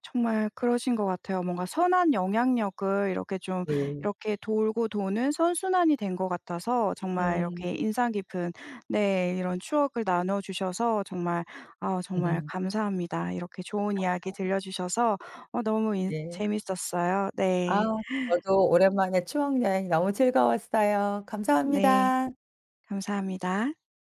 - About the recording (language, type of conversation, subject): Korean, podcast, 여행 중에 만난 친절한 사람에 대해 이야기해 주실 수 있나요?
- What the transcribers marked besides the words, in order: laugh